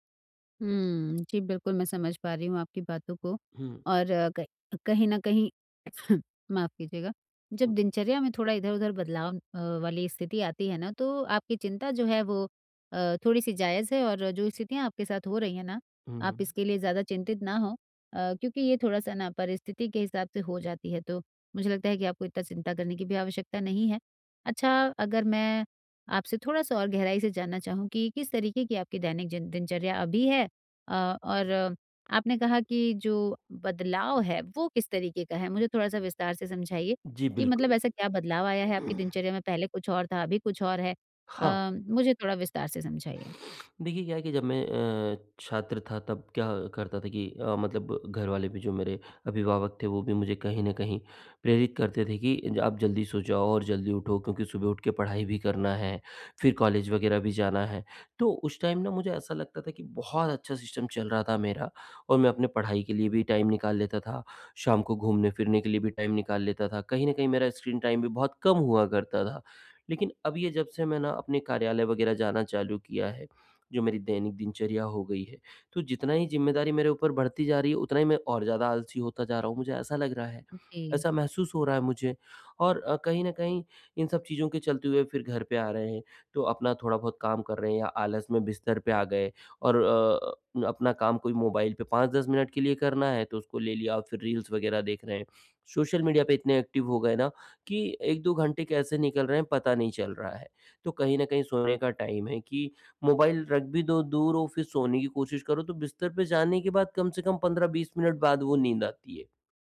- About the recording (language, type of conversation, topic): Hindi, advice, मैं अपनी दैनिक दिनचर्या में छोटे-छोटे आसान बदलाव कैसे शुरू करूँ?
- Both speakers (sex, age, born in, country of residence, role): female, 40-44, India, India, advisor; male, 45-49, India, India, user
- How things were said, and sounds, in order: sneeze; other noise; throat clearing; other background noise; in English: "टाइम"; in English: "सिस्टम"; in English: "टाइम"; in English: "टाइम"; in English: "स्क्रीन टाइम"; in English: "रील्स"; in English: "एक्टिव"; in English: "टाइम"